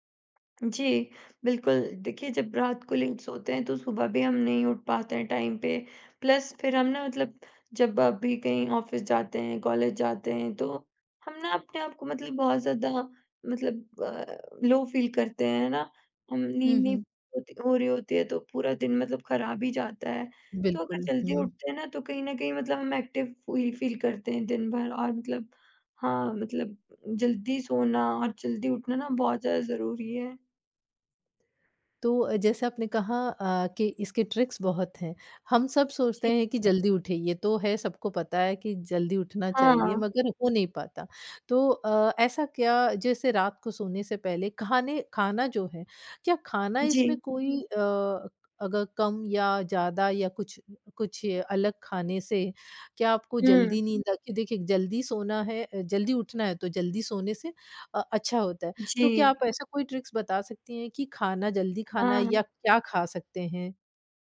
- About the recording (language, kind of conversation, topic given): Hindi, podcast, सुबह जल्दी उठने की कोई ट्रिक बताओ?
- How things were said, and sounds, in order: tapping; in English: "लेट"; in English: "टाइम"; in English: "प्लस"; in English: "ऑफिस"; in English: "लो फ़ील"; in English: "एक्टिव"; in English: "फ़ील"; in English: "ट्रिक्स"; background speech; other background noise; in English: "ट्रिक्स"